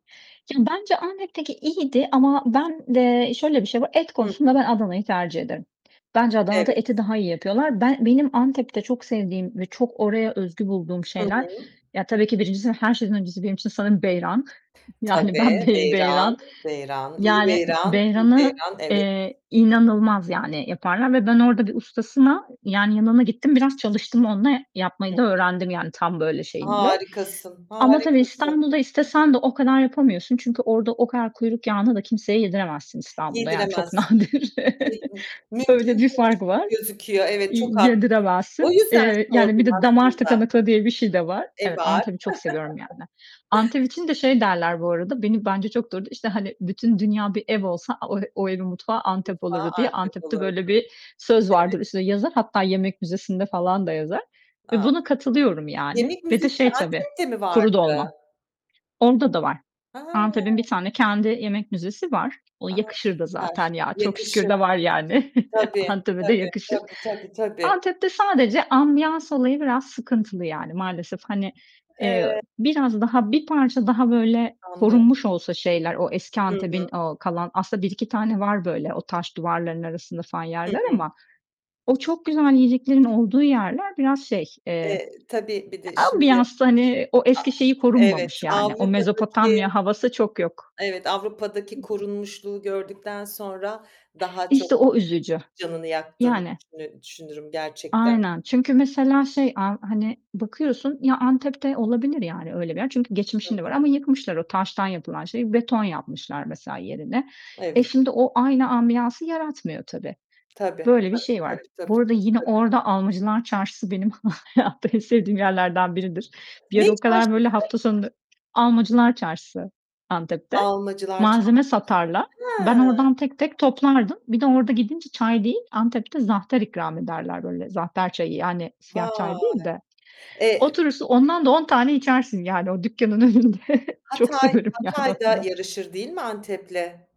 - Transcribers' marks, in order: other background noise; distorted speech; tapping; laughing while speaking: "Yani, ben bey beyran"; unintelligible speech; laughing while speaking: "nadir"; chuckle; chuckle; unintelligible speech; chuckle; laughing while speaking: "Antep'e de yakışır"; unintelligible speech; laughing while speaking: "benim hayatta en sevdiğim"; laughing while speaking: "o dükkanın önünde. Çok severim, yani, onu da"
- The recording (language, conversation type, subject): Turkish, podcast, Seyahatlerinizde tattığınız en etkileyici yemek hangisiydi?